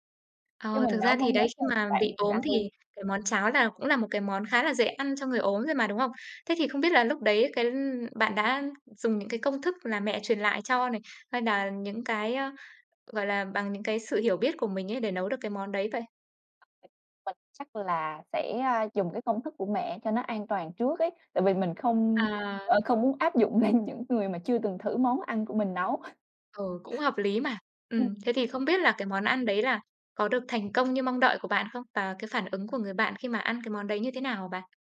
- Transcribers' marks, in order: other background noise; tapping; laughing while speaking: "lên"
- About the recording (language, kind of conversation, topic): Vietnamese, podcast, Bạn có thể kể về một kỷ niệm ẩm thực khiến bạn nhớ mãi không?